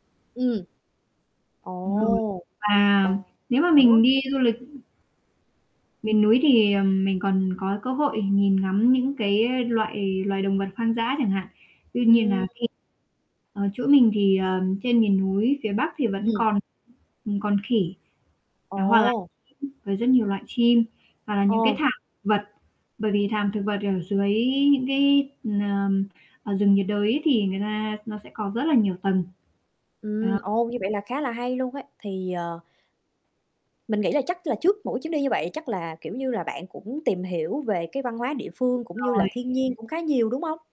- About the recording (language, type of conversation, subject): Vietnamese, unstructured, Bạn thích đi du lịch biển hay du lịch núi hơn?
- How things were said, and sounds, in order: static; distorted speech; unintelligible speech; tapping; unintelligible speech; other background noise